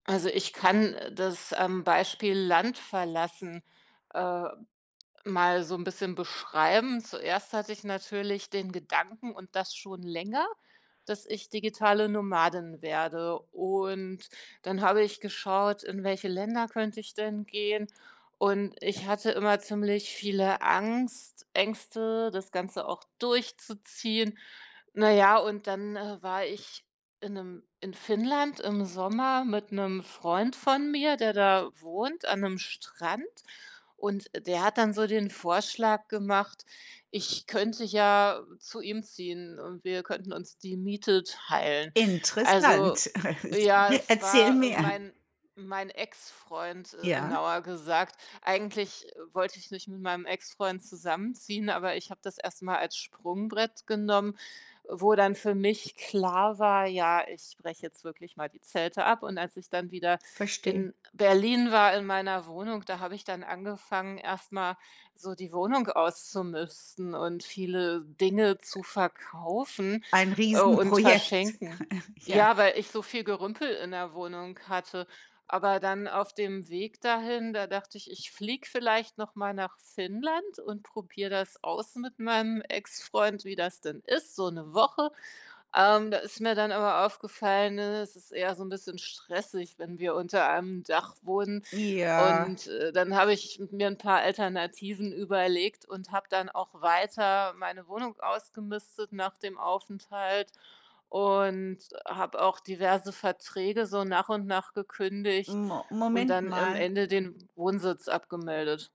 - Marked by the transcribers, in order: tapping; chuckle; laughing while speaking: "mehr"; other background noise; chuckle; drawn out: "Ja"
- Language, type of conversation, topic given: German, podcast, Welche kleinen Schritte haben dir bei einer Veränderung geholfen?